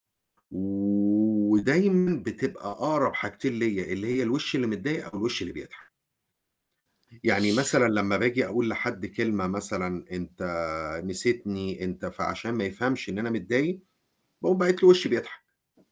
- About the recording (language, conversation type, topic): Arabic, podcast, إيه رأيك في الرسايل الصوتية، وليه بتستخدمها؟
- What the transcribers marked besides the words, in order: distorted speech